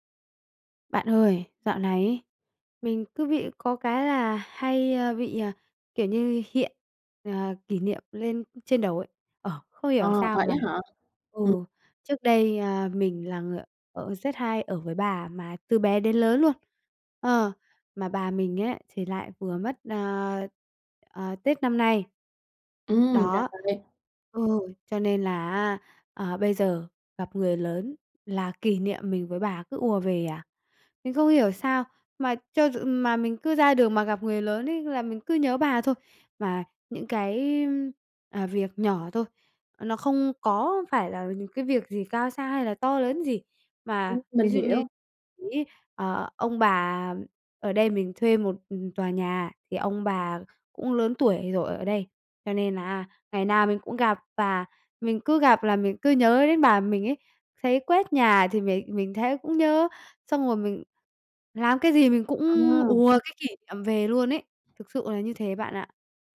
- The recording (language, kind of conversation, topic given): Vietnamese, advice, Vì sao những kỷ niệm chung cứ ám ảnh bạn mỗi ngày?
- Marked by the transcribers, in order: other background noise; tapping